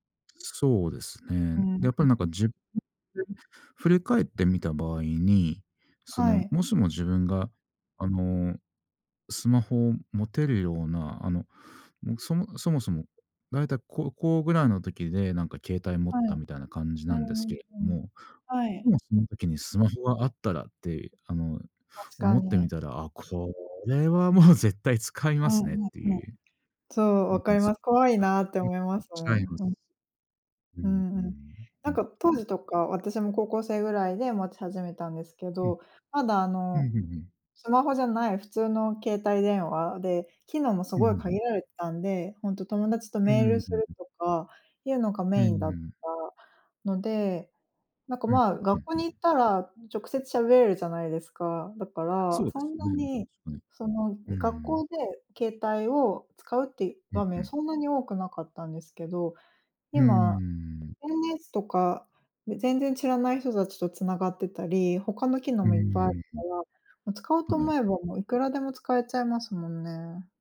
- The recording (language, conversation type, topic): Japanese, unstructured, 毎日のスマホの使いすぎについて、どう思いますか？
- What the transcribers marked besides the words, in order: tapping; other background noise; unintelligible speech